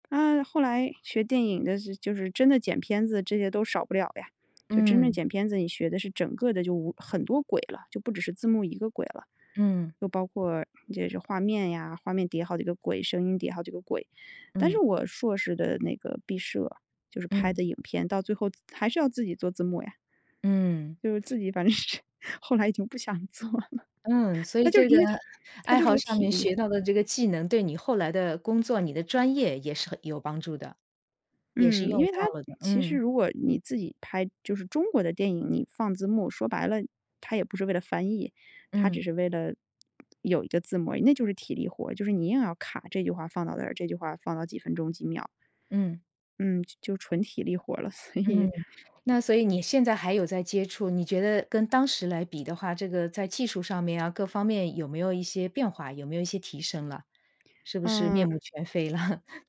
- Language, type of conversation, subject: Chinese, podcast, 你的爱好有没有帮助你学到其他技能？
- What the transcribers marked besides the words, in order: laughing while speaking: "是后来已经不想做了"; laughing while speaking: "所以"; laughing while speaking: "了？"